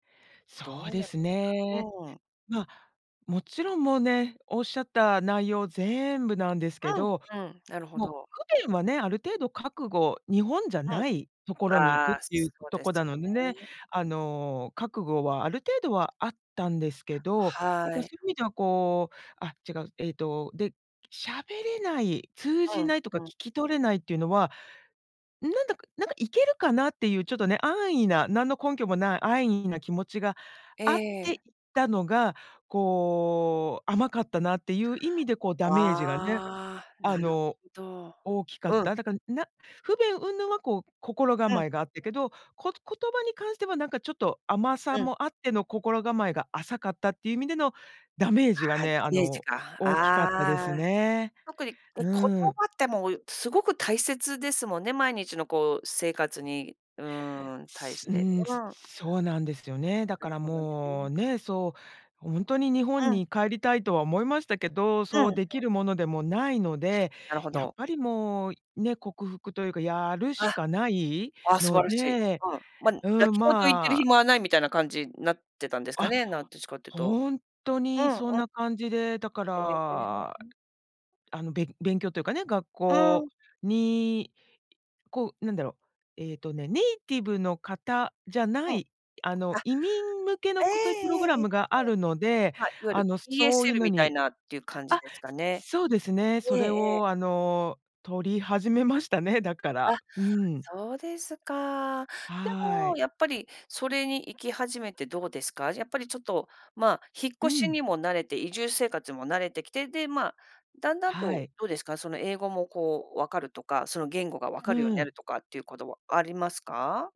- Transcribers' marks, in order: other noise; tapping; in English: "ESL"
- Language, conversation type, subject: Japanese, podcast, 移住や引っ越しをして、生活の中で一番変わったことは何ですか？